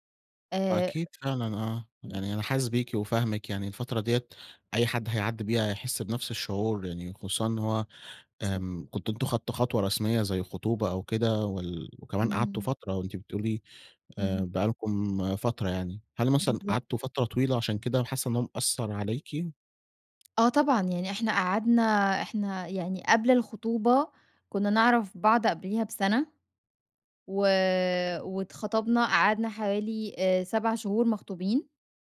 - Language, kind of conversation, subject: Arabic, advice, إزاي أتعامل مع حزن شديد بعد انفصال مفاجئ؟
- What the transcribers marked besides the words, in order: unintelligible speech; tapping